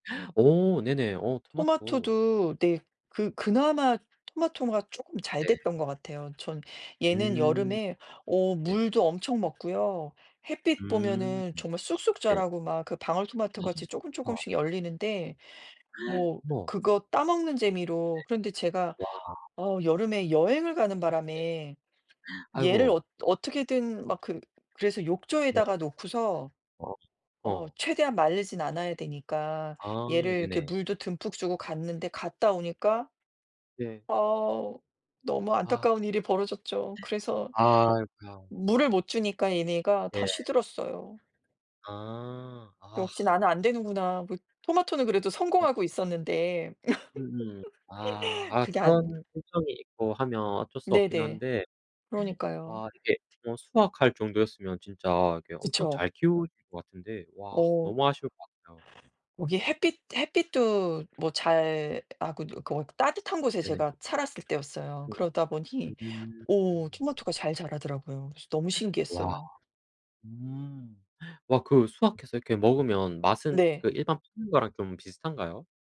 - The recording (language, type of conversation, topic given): Korean, unstructured, 하루 중 가장 행복한 순간은 언제인가요?
- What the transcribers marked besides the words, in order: tapping; other background noise; "토마토가" said as "토마토마가"; unintelligible speech; gasp; gasp; unintelligible speech; gasp; laugh; background speech; unintelligible speech